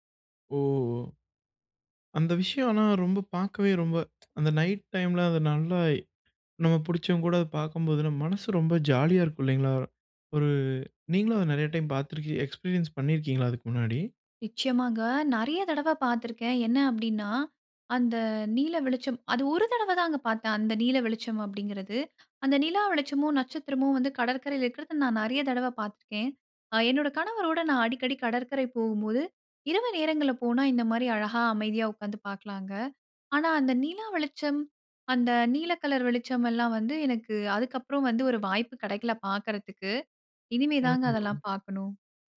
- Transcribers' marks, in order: drawn out: "ஓ!"
- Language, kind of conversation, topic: Tamil, podcast, உங்களின் கடற்கரை நினைவொன்றை பகிர முடியுமா?